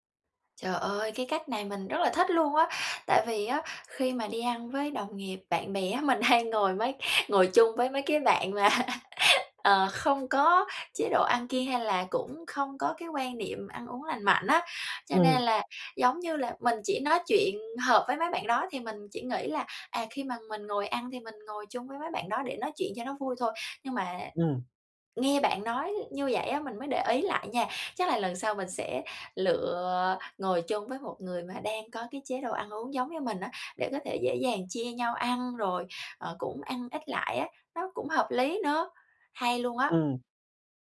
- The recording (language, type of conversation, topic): Vietnamese, advice, Làm sao để ăn lành mạnh khi đi ăn ngoài mà vẫn tận hưởng bữa ăn?
- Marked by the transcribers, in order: tapping; laughing while speaking: "hay"; laugh